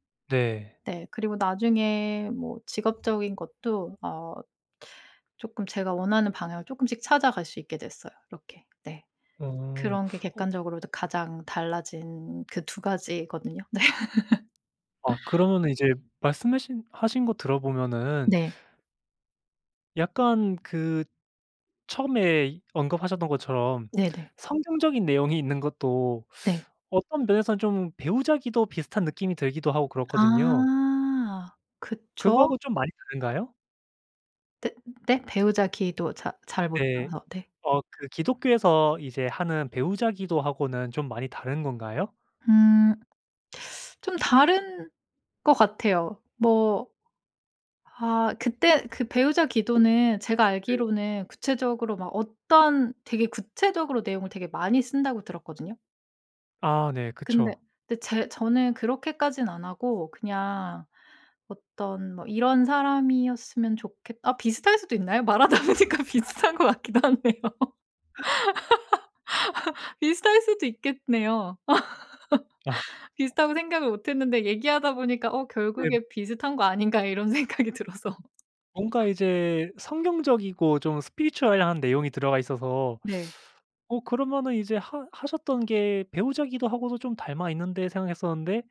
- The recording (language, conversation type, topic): Korean, podcast, 삶을 바꿔 놓은 책이나 영화가 있나요?
- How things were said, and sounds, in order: laughing while speaking: "네"; laugh; other background noise; teeth sucking; laughing while speaking: "말하다 보니까 비슷한 것 같기도 하네요"; laugh; laugh; laughing while speaking: "생각이 들어서"; put-on voice: "spiritual한"; in English: "spiritual한"; teeth sucking